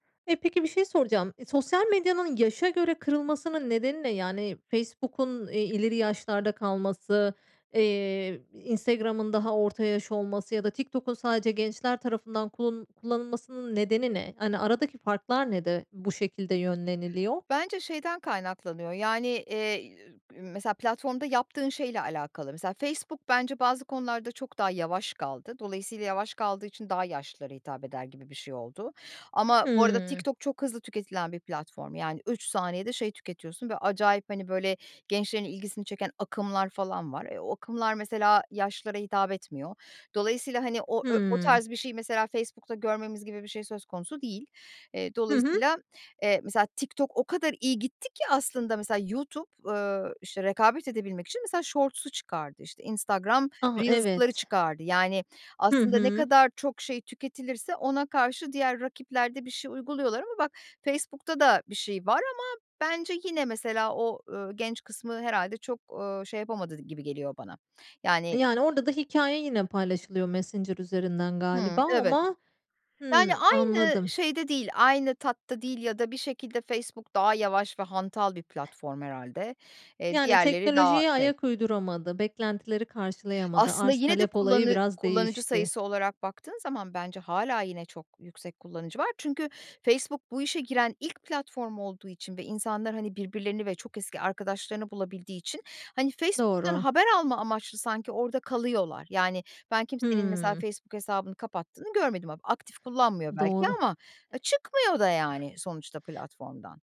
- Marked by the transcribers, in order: unintelligible speech; other background noise; other noise
- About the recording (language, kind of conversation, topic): Turkish, podcast, Sosyal medyada kendine yeni bir imaj oluştururken nelere dikkat edersin?